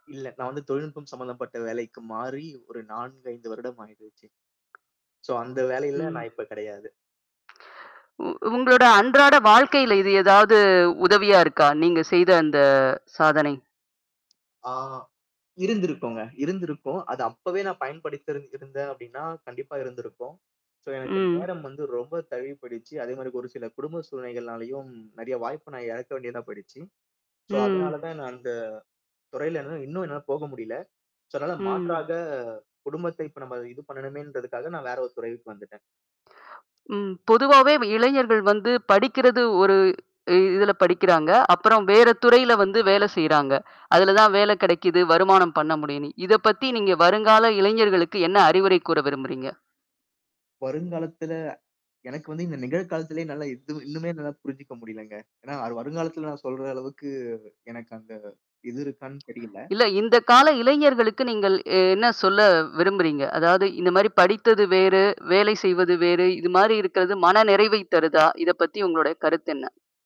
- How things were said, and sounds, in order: static; distorted speech; tapping; in English: "சோ"; in English: "சோ"; in English: "சோ"; in English: "சோ"; other background noise; mechanical hum
- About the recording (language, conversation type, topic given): Tamil, podcast, உங்களுக்கு மிகவும் பெருமையாக இருந்த ஒரு சம்பவத்தைச் சொல்ல முடியுமா?